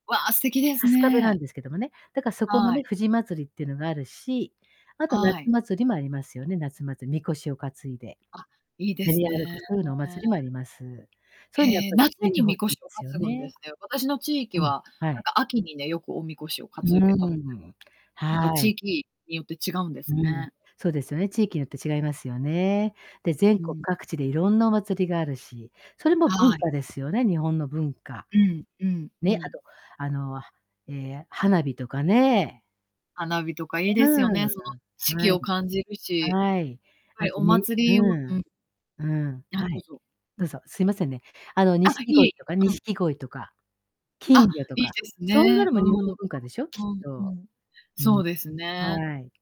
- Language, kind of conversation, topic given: Japanese, unstructured, 文化を守ることの大切さについて、あなたはどう思いますか？
- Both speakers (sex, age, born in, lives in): female, 40-44, Japan, United States; female, 70-74, Japan, Japan
- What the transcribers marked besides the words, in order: none